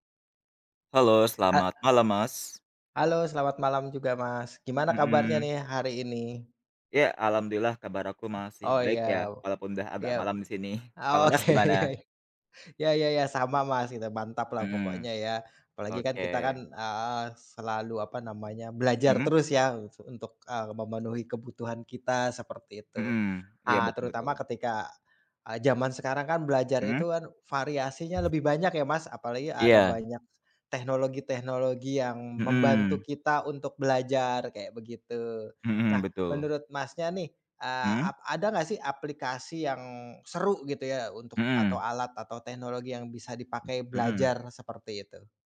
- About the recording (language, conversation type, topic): Indonesian, unstructured, Bagaimana teknologi dapat membuat belajar menjadi pengalaman yang menyenangkan?
- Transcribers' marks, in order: other background noise; laughing while speaking: "Oke, ya"